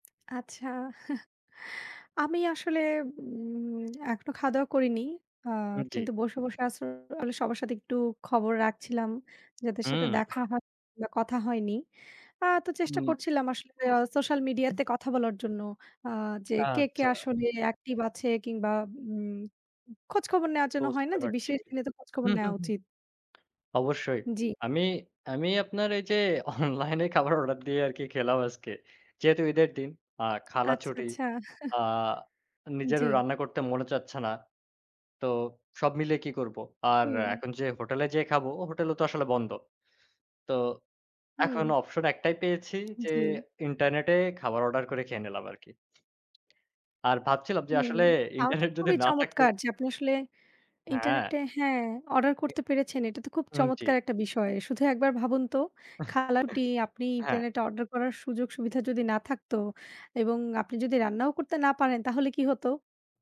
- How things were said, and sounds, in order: chuckle; other background noise; background speech; tapping; other noise; laughing while speaking: "অনলাইনে খাবার অর্ডার দিয়ে আরকি খেলাম আজকে"; chuckle; laughing while speaking: "ইন্টারনেট যদি না থাকতো"; chuckle
- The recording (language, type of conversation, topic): Bengali, unstructured, আপনার মনে হয় প্রযুক্তি আমাদের জীবন কতটা সহজ করেছে, আর আজকের প্রযুক্তি কি আমাদের স্বাধীনতা কমিয়ে দিচ্ছে?